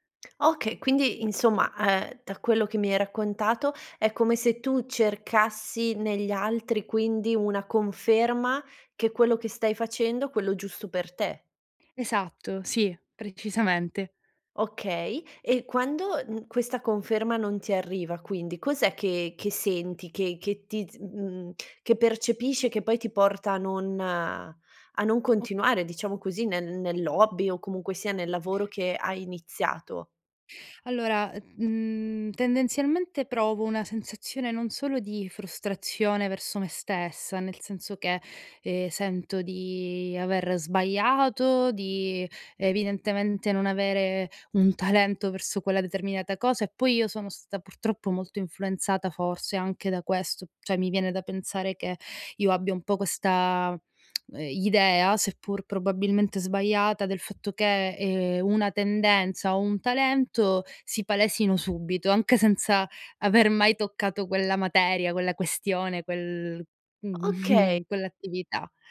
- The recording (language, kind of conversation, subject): Italian, advice, Come posso smettere di misurare il mio valore solo in base ai risultati, soprattutto quando ricevo critiche?
- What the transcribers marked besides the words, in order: tongue click; "Okay" said as "oka"; other background noise; laughing while speaking: "talento"; "Cioè" said as "ceh"; tsk; laughing while speaking: "mhmm"